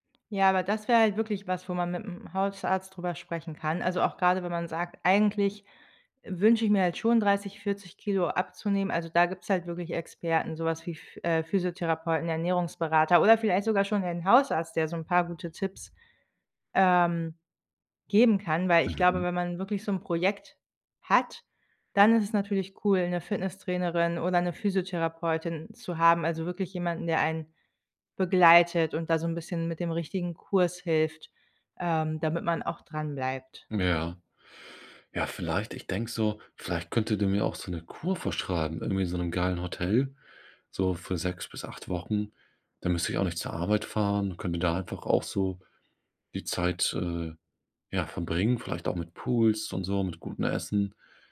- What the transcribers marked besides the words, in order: none
- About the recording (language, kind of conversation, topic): German, advice, Warum fällt es mir schwer, regelmäßig Sport zu treiben oder mich zu bewegen?